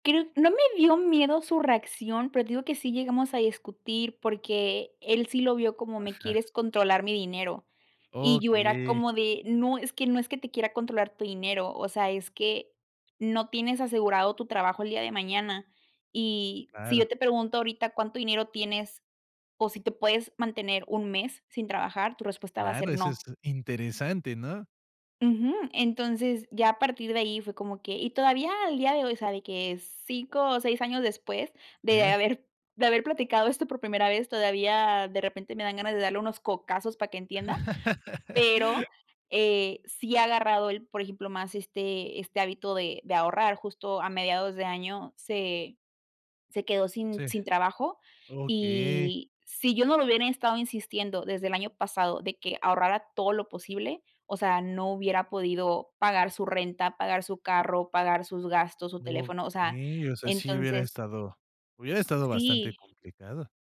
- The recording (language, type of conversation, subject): Spanish, podcast, ¿Cómo hablan del dinero tú y tu pareja?
- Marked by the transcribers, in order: chuckle